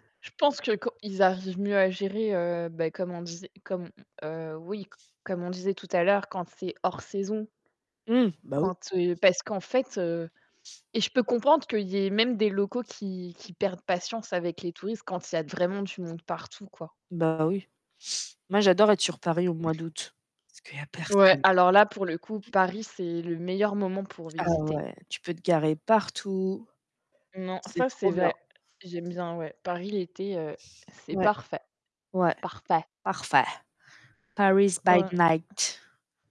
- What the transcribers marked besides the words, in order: stressed: "hors saison"; static; distorted speech; tapping; other background noise; put-on voice: "Parfait"; put-on voice: "parfait. Paris by night"
- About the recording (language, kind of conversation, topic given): French, unstructured, Qu’est-ce qui t’énerve le plus quand tu visites une ville touristique ?